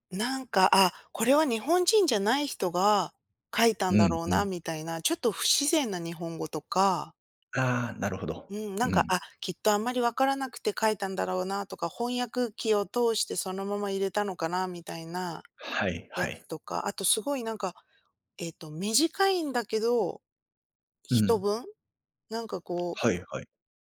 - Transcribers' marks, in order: none
- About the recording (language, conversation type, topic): Japanese, podcast, ネット通販で賢く買い物するには、どんな方法がありますか？
- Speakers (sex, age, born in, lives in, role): female, 40-44, Japan, United States, guest; male, 35-39, Japan, Japan, host